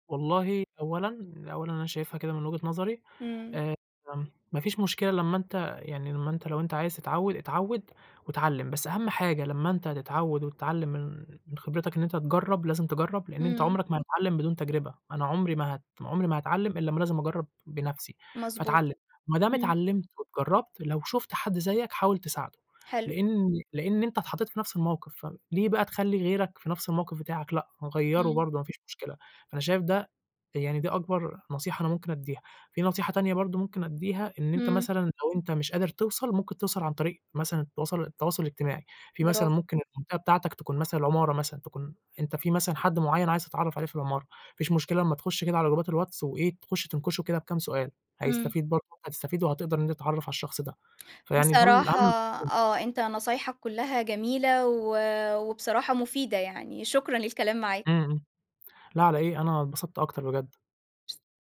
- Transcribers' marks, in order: in English: "جروبات"; unintelligible speech; unintelligible speech
- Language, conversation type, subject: Arabic, podcast, إزاي بتكوّن صداقات جديدة في منطقتك؟